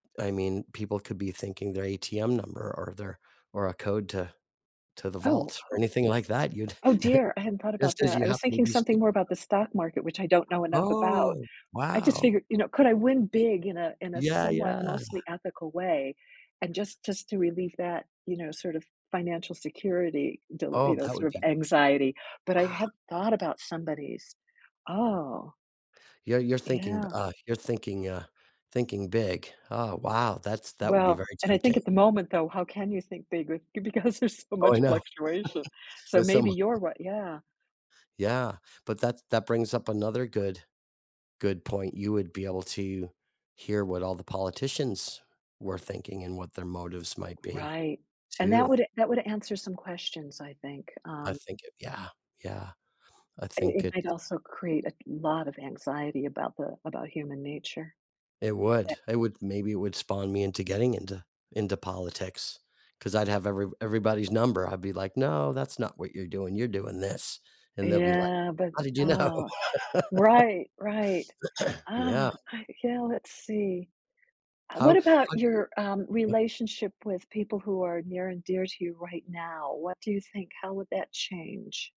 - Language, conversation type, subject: English, unstructured, How might understanding others' unspoken thoughts affect your relationships and communication?
- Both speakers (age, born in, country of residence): 55-59, United States, United States; 70-74, United States, United States
- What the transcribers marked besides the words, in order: chuckle; other background noise; laughing while speaking: "because there's"; laughing while speaking: "know"; chuckle; laughing while speaking: "know?"; laugh; throat clearing; unintelligible speech